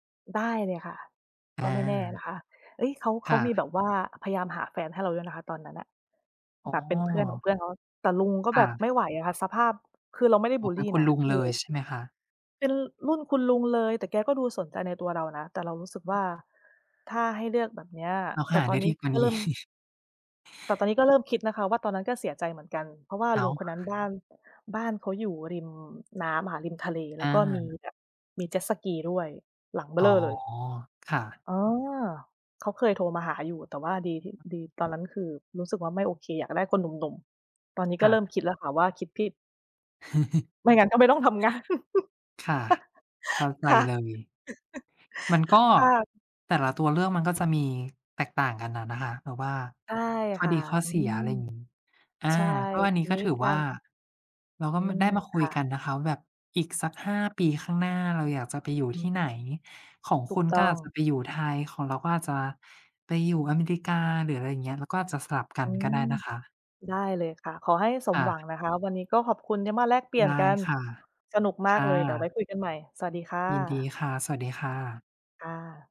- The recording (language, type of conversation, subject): Thai, unstructured, คุณอยากอยู่ที่ไหนในอีกห้าปีข้างหน้า?
- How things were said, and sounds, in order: other background noise; tapping; chuckle; chuckle; laugh